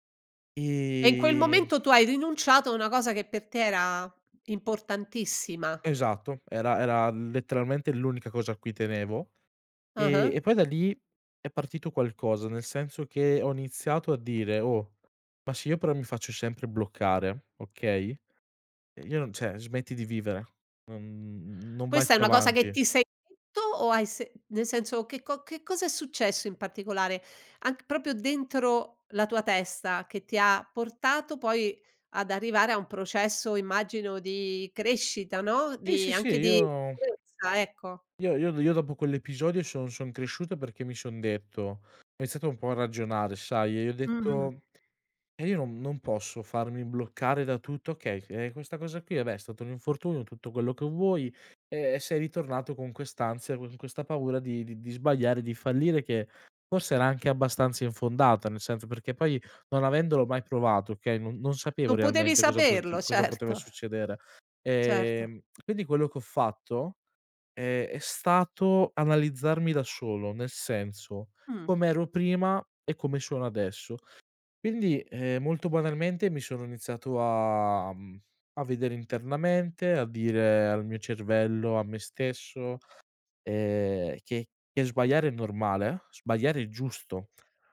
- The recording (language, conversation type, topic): Italian, podcast, Come affronti la paura di sbagliare una scelta?
- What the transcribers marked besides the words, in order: "proprio" said as "propio"; unintelligible speech; lip smack